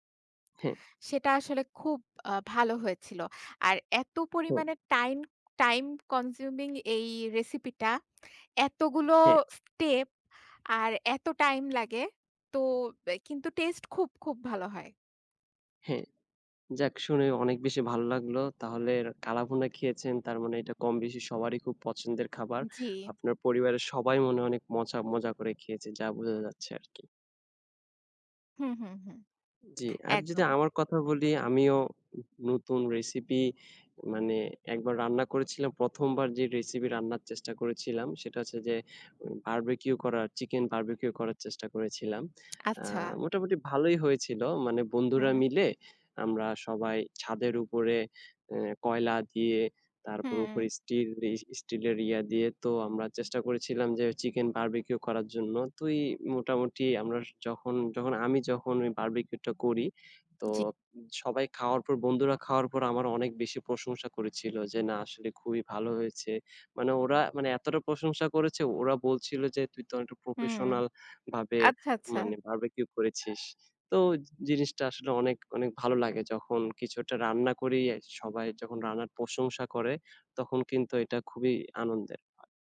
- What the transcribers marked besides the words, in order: tapping; in English: "কনজিউমিং"; lip smack; other background noise
- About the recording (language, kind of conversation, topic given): Bengali, unstructured, আপনি কি কখনও রান্নায় নতুন কোনো রেসিপি চেষ্টা করেছেন?